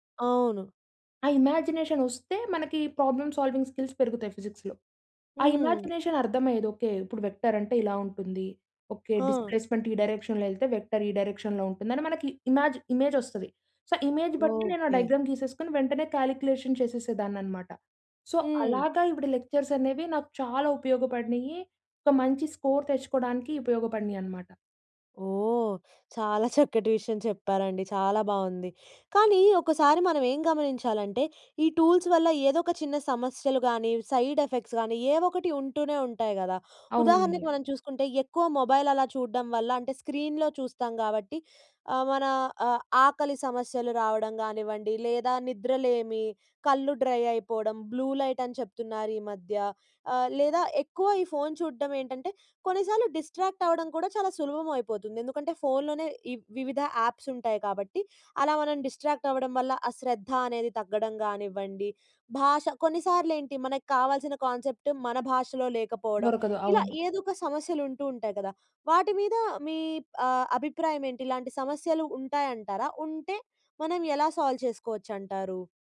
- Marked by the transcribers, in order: in English: "ప్రాబ్లమ్ సాల్వింగ్ స్కిల్స్"; in English: "ఫిజిక్స్‌లో"; in English: "ఇమాజినేషన్"; in English: "వెక్టర్"; in English: "డిస్‌ప్లేస్‌మెంట్"; in English: "డైరెక్షన్‌లో"; in English: "వెక్టర్"; in English: "డైరెక్షన్‌లో"; in English: "ఇమాజ్ ఇమేజ్"; in English: "సో, ఇమేజ్"; in English: "డయాగ్రామ్"; in English: "కాలిక్యులేషన్"; in English: "సో"; in English: "లెక్చర్స్"; in English: "స్కోర్"; in English: "టూల్స్"; in English: "సైడ్ ఎఫెక్ట్స్"; in English: "మొబైల్"; in English: "డ్రై"; in English: "బ్లూ లైట్"; in English: "డిస్ట్రాక్ట్"; in English: "యాప్స్"; in English: "డిస్ట్రాక్ట్"; in English: "కాన్సెప్ట్"; in English: "సాల్వ్"
- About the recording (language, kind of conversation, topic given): Telugu, podcast, డిజిటల్ సాధనాలు విద్యలో నిజంగా సహాయపడాయా అని మీరు భావిస్తున్నారా?